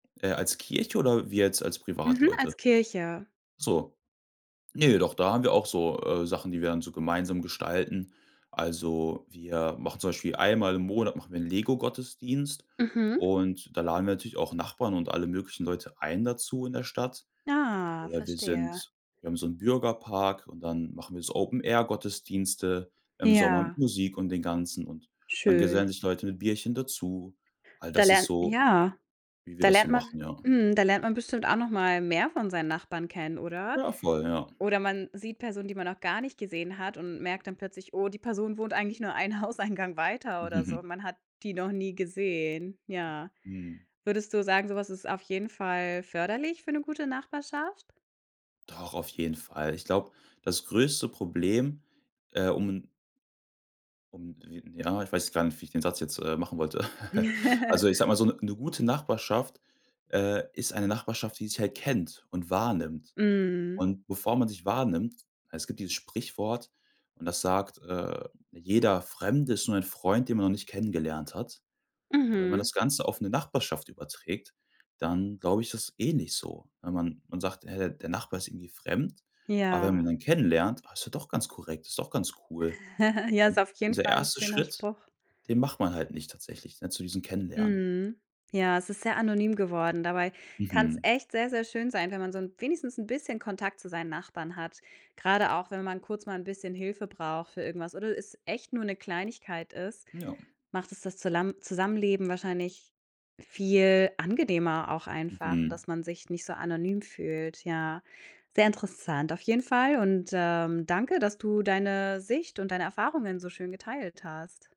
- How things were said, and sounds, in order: drawn out: "Ah"; chuckle; chuckle; drawn out: "Ja"; chuckle
- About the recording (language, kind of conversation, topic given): German, podcast, Was macht eine gute Nachbarschaft für dich aus?